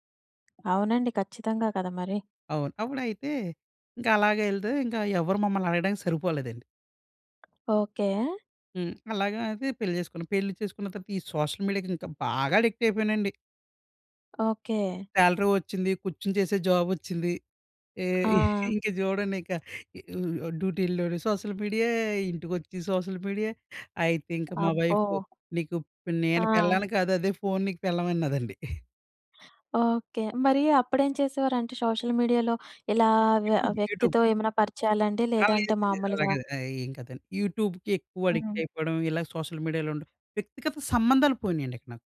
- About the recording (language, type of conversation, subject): Telugu, podcast, సామాజిక మాధ్యమాలు మీ వ్యక్తిగత సంబంధాలను ఎలా మార్చాయి?
- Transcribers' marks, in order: tapping; in English: "సోషల్ మీడియాకి"; in English: "అడిక్ట్"; other background noise; in English: "సాలరీ"; laughing while speaking: "ఏ ఇంక చూడండి ఇక"; in English: "డ్యూటీల్లోని సోషల్"; in English: "సోషల్"; in English: "వైఫ్"; in English: "సోషల్ మీడియాలో"; in English: "యూట్యూబ్, యూట్యూబ్"; in English: "యూట్యూబ్‌కి"; in English: "అడిక్ట్"; in English: "సోషల్ మీడియాలో"